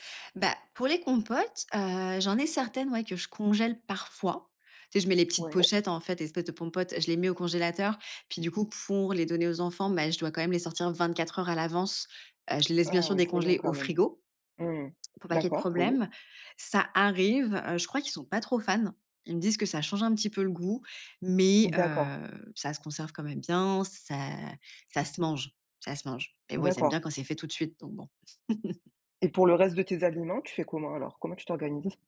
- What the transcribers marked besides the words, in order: chuckle
- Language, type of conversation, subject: French, podcast, Comment organises-tu tes repas pour rester en bonne santé ?